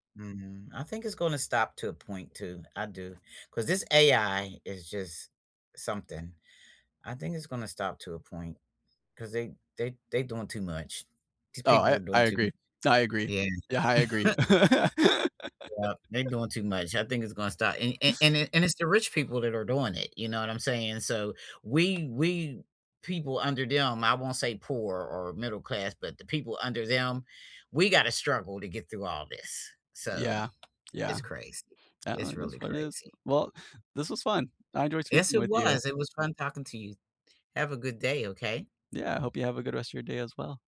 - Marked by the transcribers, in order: other background noise; chuckle; laugh; tapping
- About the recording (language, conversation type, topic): English, unstructured, What was the first gadget you truly loved, and why did it matter to you?
- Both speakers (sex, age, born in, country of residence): female, 70-74, United States, United States; male, 35-39, United States, United States